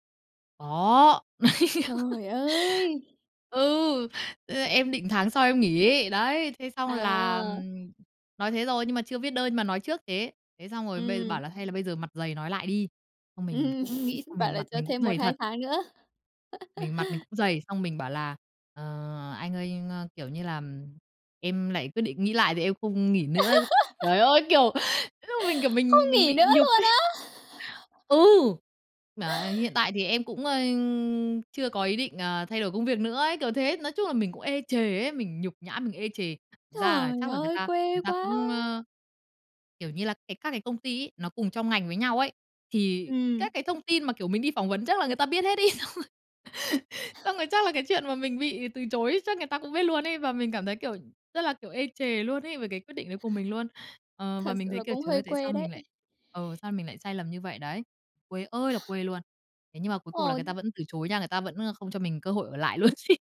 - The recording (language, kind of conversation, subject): Vietnamese, podcast, Bạn có thể kể về một quyết định mà bạn từng hối tiếc nhưng giờ đã hiểu ra vì sao không?
- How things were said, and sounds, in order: laugh; tapping; chuckle; laugh; laugh; chuckle; stressed: "Ừ"; laughing while speaking: "hết ấy, xong rồi"; other background noise; laughing while speaking: "ở lại luôn ấy"